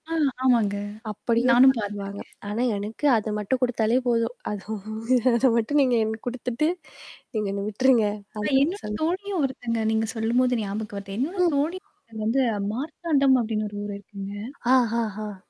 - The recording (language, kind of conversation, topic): Tamil, podcast, இந்த உணவைச் சாப்பிடும்போது உங்களுக்கு எந்த நினைவு வருகிறது?
- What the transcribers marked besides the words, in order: static; tapping; distorted speech; laughing while speaking: "அது அதை மட்டும் நீங்க எனக்கு குடுத்துட்டு, நீங்க என்ன விட்டுருங்க"; mechanical hum